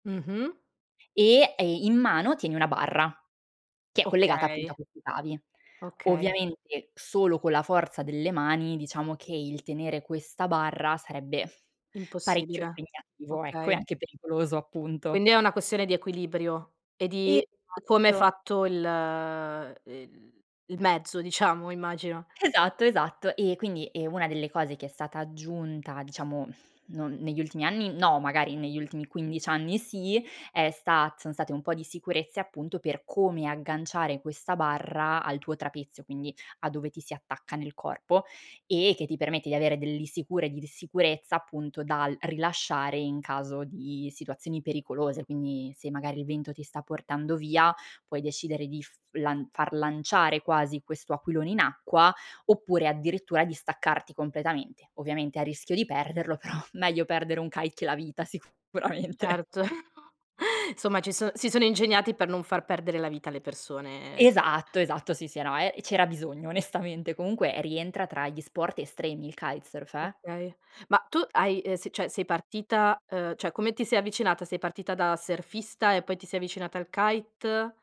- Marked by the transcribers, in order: tapping; "questi" said as "queti"; chuckle; "Esatto" said as "eatto"; "come" said as "cuome"; exhale; "delle" said as "delli"; laughing while speaking: "però"; laughing while speaking: "sicuramente"; chuckle; "insomma" said as "nzomma"; other background noise
- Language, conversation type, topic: Italian, podcast, Qual è una bella esperienza di viaggio legata a un tuo hobby?